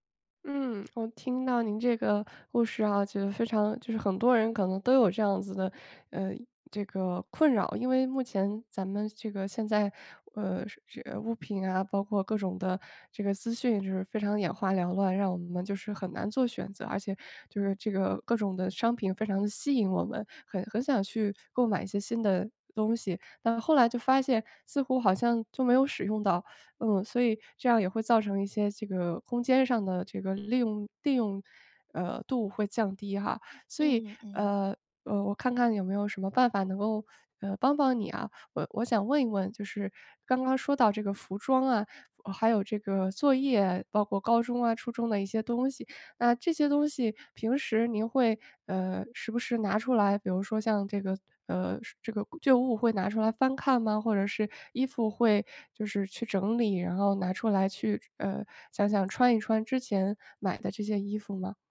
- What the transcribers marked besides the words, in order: none
- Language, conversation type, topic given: Chinese, advice, 怎样才能长期维持简约生活的习惯？